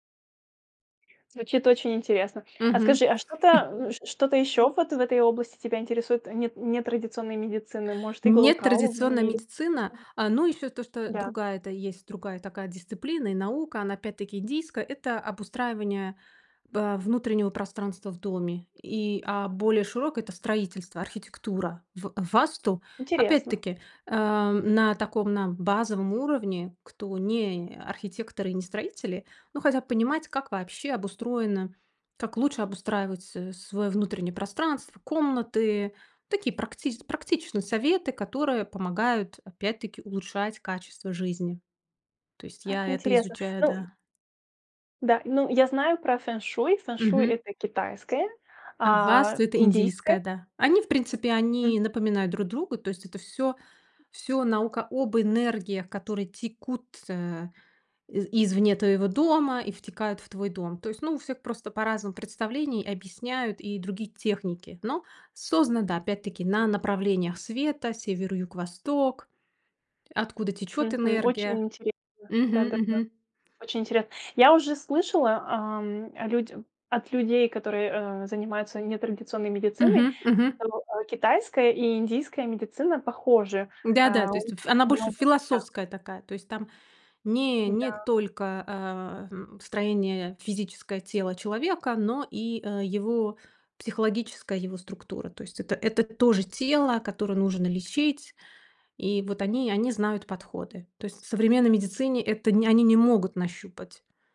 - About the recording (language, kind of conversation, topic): Russian, podcast, Что помогает тебе не бросать новое занятие через неделю?
- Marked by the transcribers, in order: other background noise; chuckle; tapping; other noise